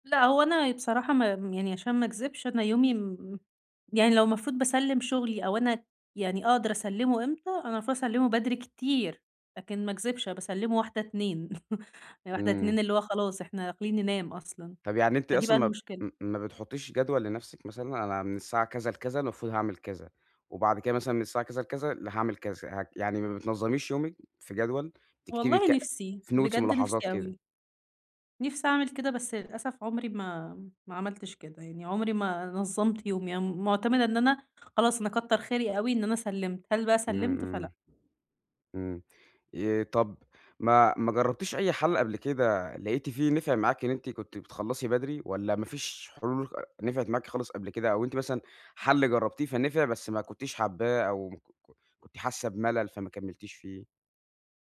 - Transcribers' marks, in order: chuckle; in English: "notes"; tapping; other background noise
- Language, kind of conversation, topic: Arabic, advice, إزاي أقاوم المشتتات وأفضل مركز خلال جلسات الإبداع الطويلة؟